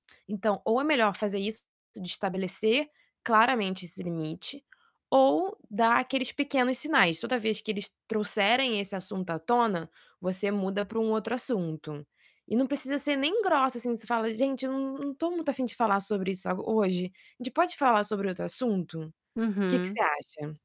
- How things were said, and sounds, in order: distorted speech
- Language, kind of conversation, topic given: Portuguese, advice, Como posso lidar com críticas e feedback negativo de um amigo sem estragar a amizade?